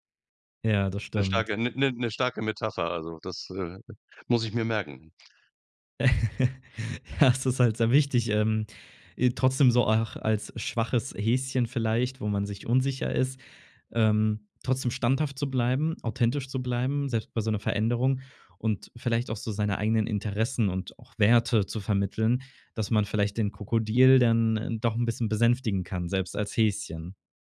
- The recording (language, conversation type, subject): German, podcast, Wie bleibst du authentisch, während du dich veränderst?
- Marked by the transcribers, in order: chuckle; laughing while speaking: "Ja"